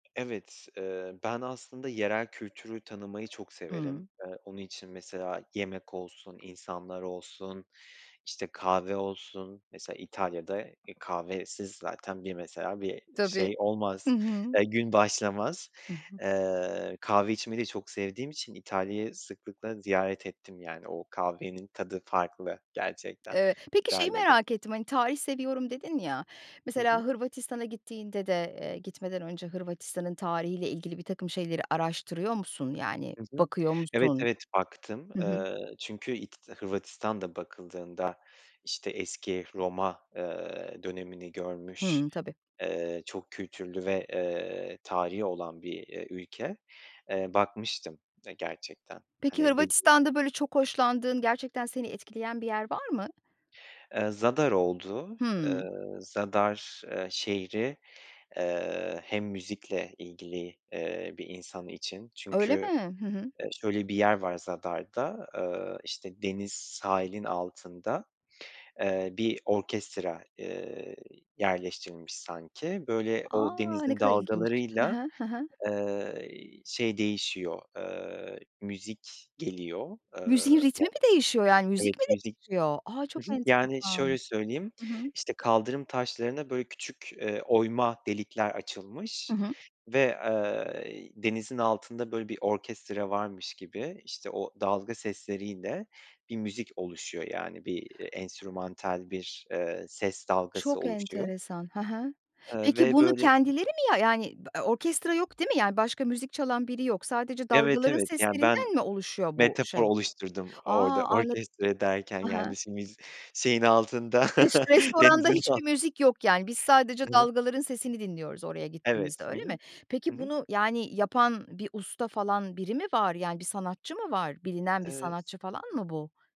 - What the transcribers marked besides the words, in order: tapping; other background noise; unintelligible speech; unintelligible speech; surprised: "Müziğin ritmi mi değişiyor? Yani, müzik mi değişiyor?"; other noise; chuckle; laughing while speaking: "denizin al"
- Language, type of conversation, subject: Turkish, podcast, Seyahatlerden öğrendiğin en önemli ders nedir?
- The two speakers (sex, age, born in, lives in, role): female, 55-59, Turkey, Poland, host; male, 30-34, Turkey, Poland, guest